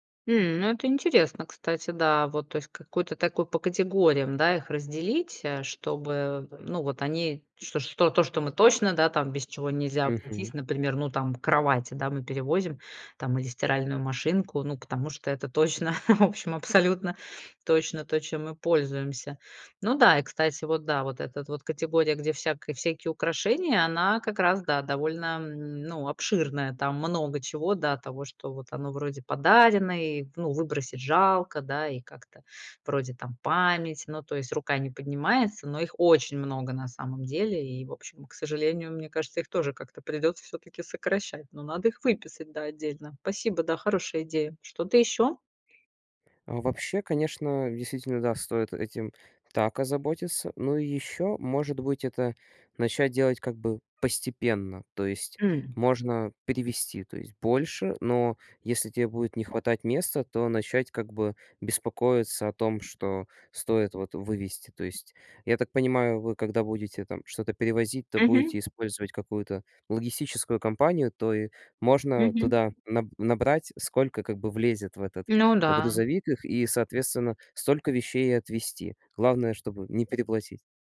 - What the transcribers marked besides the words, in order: chuckle; tapping
- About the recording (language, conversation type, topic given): Russian, advice, Как при переезде максимально сократить количество вещей и не пожалеть о том, что я от них избавился(ась)?